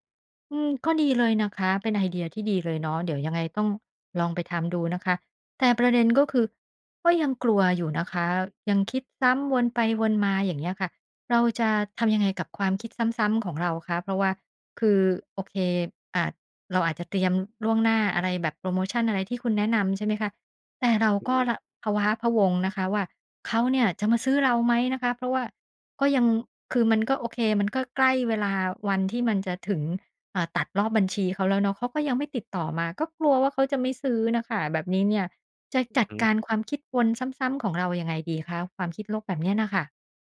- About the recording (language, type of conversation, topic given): Thai, advice, ฉันควรรับมือกับการคิดลบซ้ำ ๆ ที่ทำลายความมั่นใจในตัวเองอย่างไร?
- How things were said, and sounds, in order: "พะว้าพะวัง" said as "พะว้าพะวง"